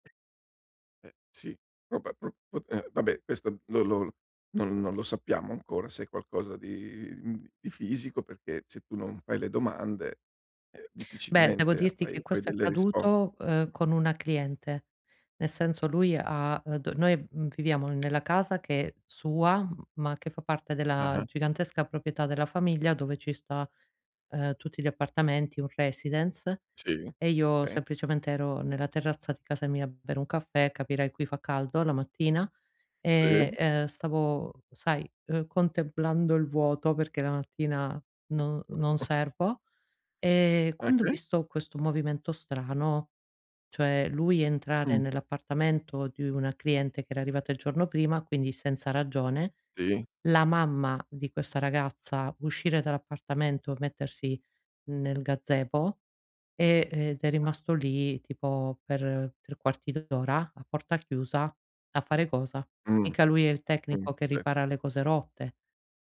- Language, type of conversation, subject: Italian, advice, Come hai vissuto il tradimento e la perdita di fiducia?
- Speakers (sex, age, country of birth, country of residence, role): female, 40-44, Italy, Italy, user; male, 60-64, Italy, Italy, advisor
- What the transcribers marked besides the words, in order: tapping; other background noise; chuckle